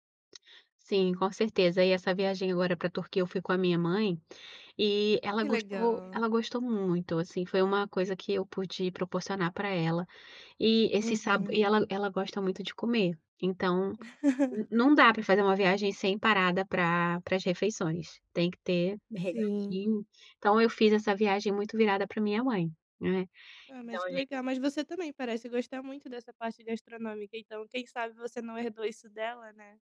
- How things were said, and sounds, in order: tapping; chuckle
- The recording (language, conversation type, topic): Portuguese, podcast, Qual foi a melhor comida que você experimentou viajando?